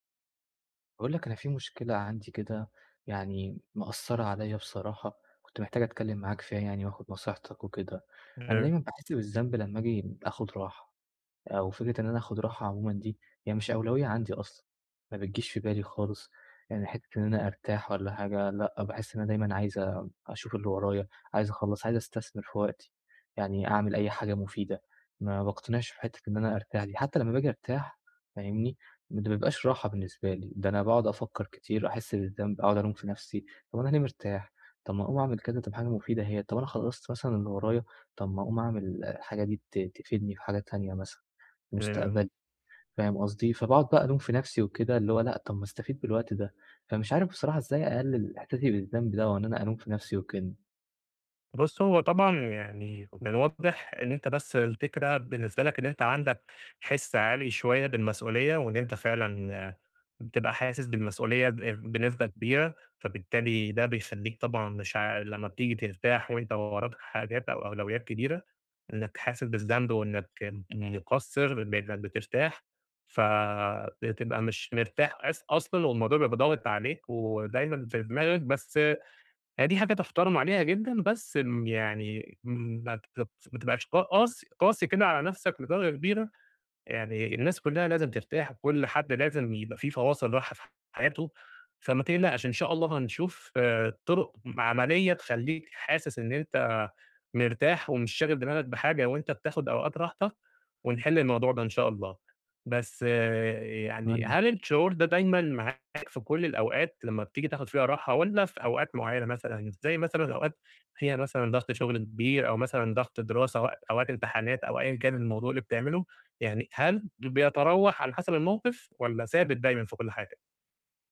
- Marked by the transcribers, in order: unintelligible speech; tapping
- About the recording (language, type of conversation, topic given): Arabic, advice, إزاي أرتّب أولوياتي بحيث آخد راحتي من غير ما أحس بالذنب؟